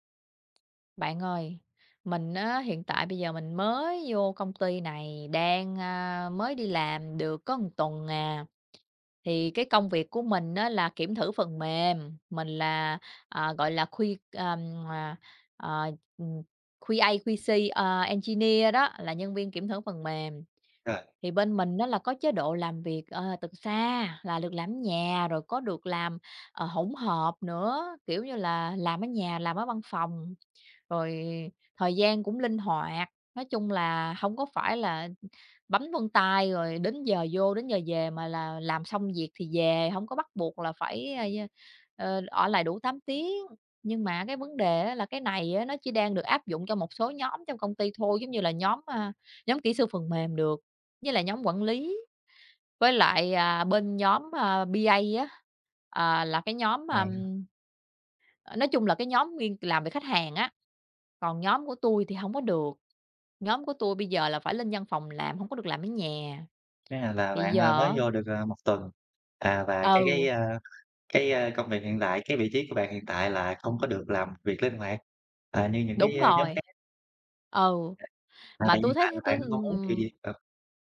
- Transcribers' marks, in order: tapping; "một" said as "ừn"; other background noise; in English: "Q-A, Q-C"; in English: "engineer"; in English: "B-A"
- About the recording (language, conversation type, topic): Vietnamese, advice, Làm thế nào để đàm phán các điều kiện làm việc linh hoạt?